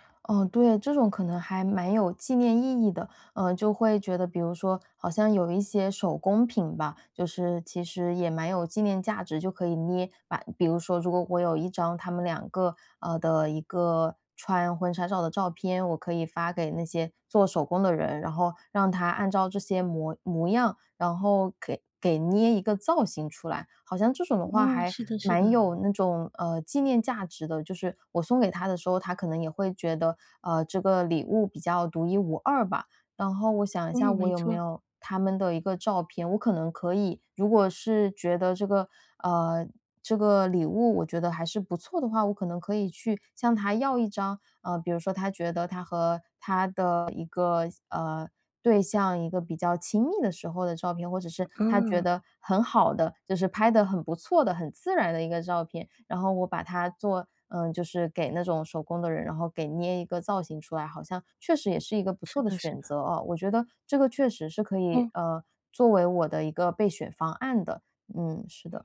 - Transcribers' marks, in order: other background noise; other noise; joyful: "就是拍得很不错的、很自然的一个照片"
- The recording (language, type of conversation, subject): Chinese, advice, 如何才能挑到称心的礼物？